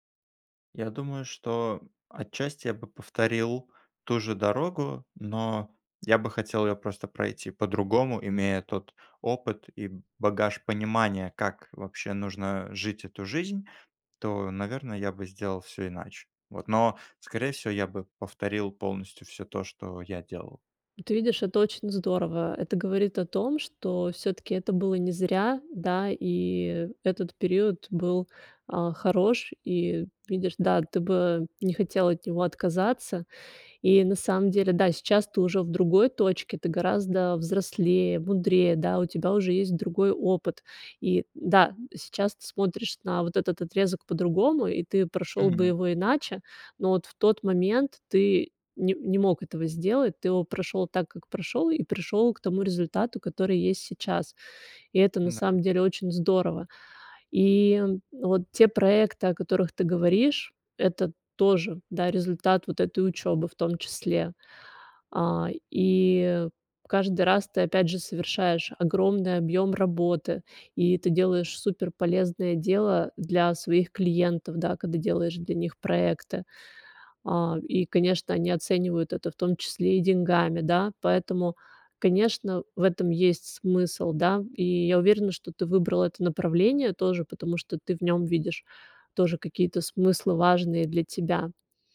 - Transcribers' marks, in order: tapping; other background noise; background speech
- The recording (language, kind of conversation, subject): Russian, advice, Как справиться с выгоранием и потерей смысла после череды достигнутых целей?